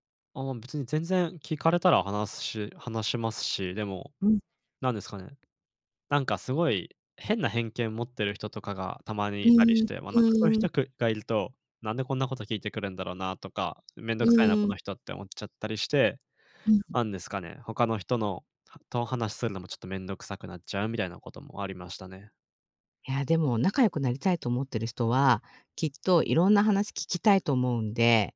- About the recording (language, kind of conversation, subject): Japanese, advice, 周囲に理解されず孤独を感じることについて、どのように向き合えばよいですか？
- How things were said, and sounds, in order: none